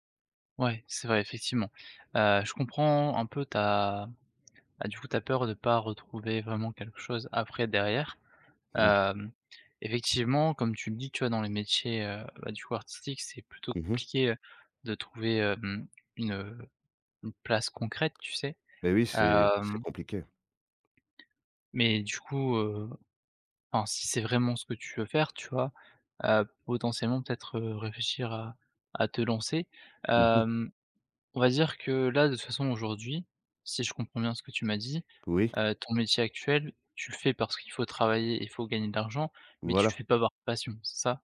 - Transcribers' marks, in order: none
- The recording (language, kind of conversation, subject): French, advice, Comment surmonter une indécision paralysante et la peur de faire le mauvais choix ?